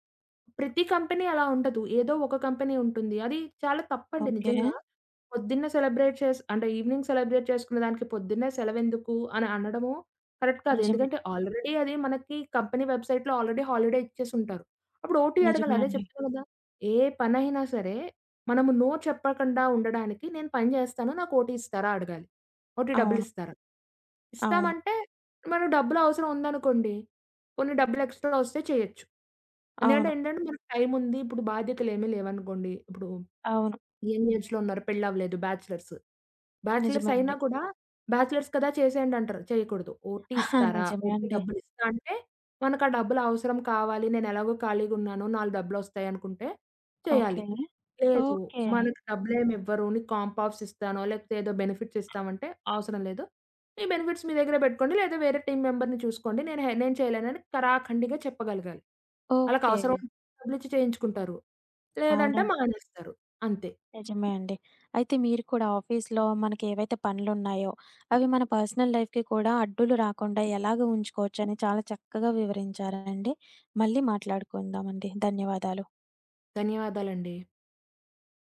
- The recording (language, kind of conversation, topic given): Telugu, podcast, ఆఫీస్ సమయం ముగిసాక కూడా పని కొనసాగకుండా మీరు ఎలా చూసుకుంటారు?
- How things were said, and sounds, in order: in English: "కంపెనీ"; in English: "కంపెనీ"; other background noise; in English: "సెలబ్రేట్"; in English: "ఈవెనింగ్ సెలబ్రేట్"; tapping; in English: "కరెక్ట్"; in English: "ఆల్రెడీ"; in English: "కంపెనీ వెబ్‌సైట్‌లో ఆల్రెడీ హాలిడే"; in English: "ఓటీ"; in English: "నో"; in English: "ఓటీ"; in English: "ఓటీ"; in English: "ఎక్స్‌ట్రా"; in English: "యంగ్ ఏజ్‌లో"; in English: "బ్యాచిలర్స్. బ్యాచిలర్స్"; in English: "బ్యాచిలర్స్"; in English: "ఓటీ"; in English: "ఓటీ"; in English: "కాంప్ ఆఫ్స్"; in English: "బెనిఫిట్స్"; in English: "బెనిఫిట్స్"; in English: "టీమ్ మెంబర్‌ని"; in English: "ఆఫీస్‌లో"; in English: "పర్సనల్ లైఫ్‌కి"